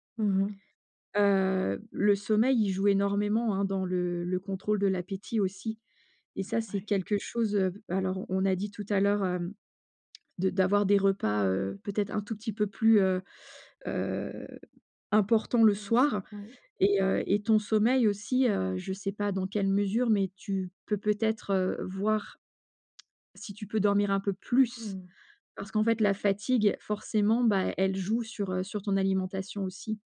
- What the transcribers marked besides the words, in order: drawn out: "heu"; stressed: "plus"
- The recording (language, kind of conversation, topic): French, advice, Comment la faim émotionnelle se manifeste-t-elle chez vous en période de stress ?